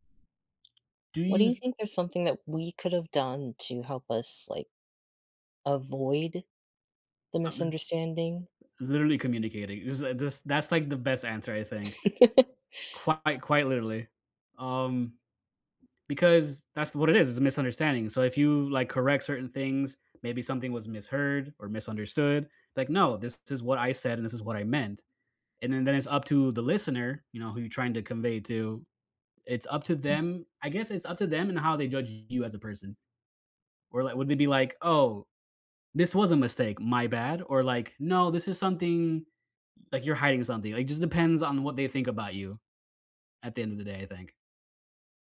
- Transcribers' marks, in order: tapping; laugh; other background noise
- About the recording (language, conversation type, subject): English, unstructured, What worries you most about losing a close friendship because of a misunderstanding?
- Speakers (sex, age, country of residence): male, 30-34, United States; male, 35-39, United States